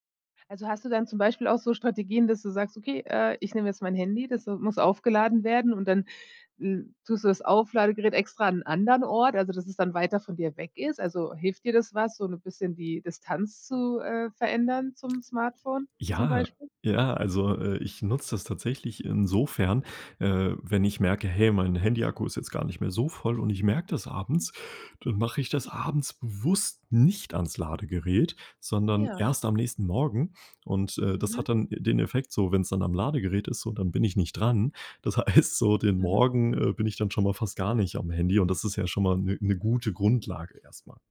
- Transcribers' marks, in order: stressed: "nicht"; laughing while speaking: "heißt"
- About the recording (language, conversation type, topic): German, podcast, Wie gehst du mit deiner täglichen Bildschirmzeit um?